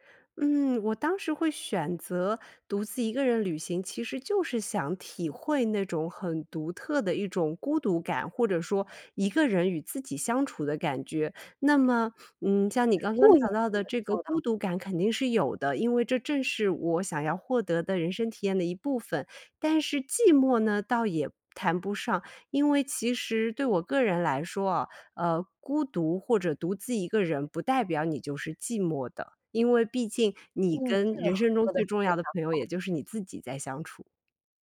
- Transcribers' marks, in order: none
- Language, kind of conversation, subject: Chinese, podcast, 你怎么看待独自旅行中的孤独感？